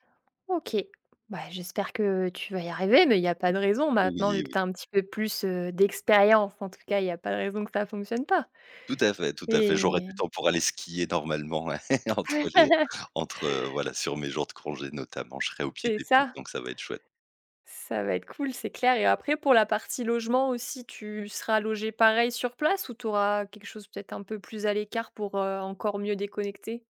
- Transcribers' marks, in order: other background noise; laugh
- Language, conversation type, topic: French, podcast, Comment poses-tu des limites (téléphone, travail) pour te reposer ?
- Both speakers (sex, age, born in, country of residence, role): female, 25-29, France, France, host; male, 30-34, France, France, guest